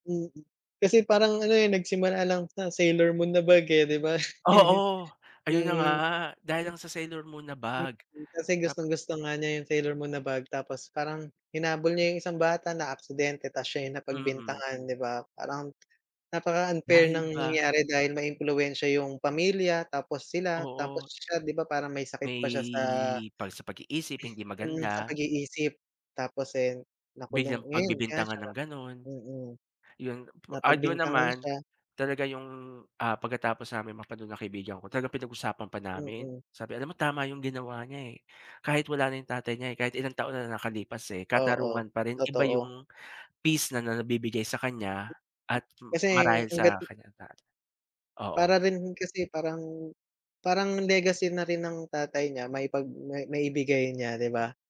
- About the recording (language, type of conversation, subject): Filipino, unstructured, Paano ka naapektuhan ng pelikulang nagpaiyak sa’yo, at ano ang pakiramdam kapag lumalabas ka ng sinehan na may luha sa mga mata?
- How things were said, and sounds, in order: laugh; tapping; drawn out: "May"